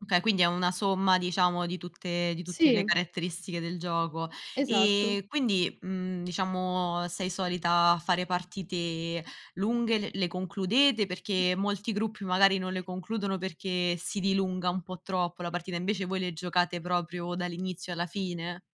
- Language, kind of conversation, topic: Italian, podcast, Qual è un gioco da tavolo che ti entusiasma e perché?
- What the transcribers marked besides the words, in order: "caratteristiche" said as "caretteristiche"; scoff; other background noise